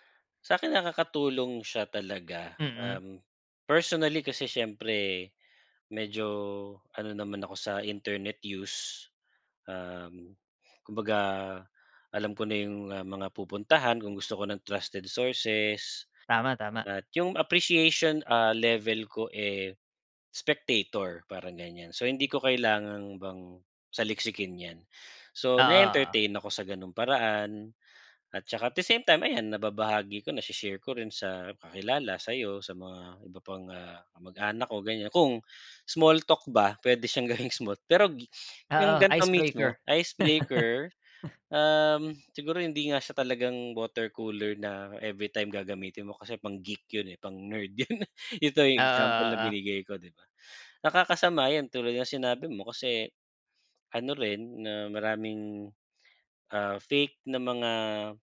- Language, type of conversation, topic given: Filipino, unstructured, Ano ang pinaka-kamangha-manghang bagay na nakita mo sa internet?
- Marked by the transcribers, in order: in English: "appreciation"; in English: "spectator"; in English: "at the same time"; in English: "small talk"; laughing while speaking: "smooth"; in English: "Icebreaker"; laugh; in English: "icebreaker"; in English: "pang-geek"; in English: "pang-nerd"; laughing while speaking: "'yon"